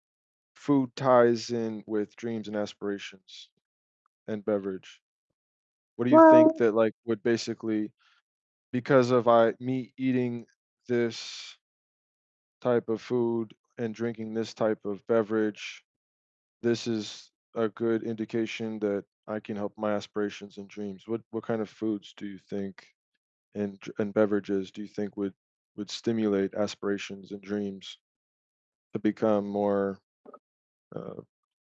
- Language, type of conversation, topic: English, unstructured, How do our food and drink choices reflect who we are and what we hope for?
- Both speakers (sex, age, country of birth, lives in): female, 25-29, United States, United States; male, 35-39, United States, United States
- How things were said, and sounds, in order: other background noise; tapping; distorted speech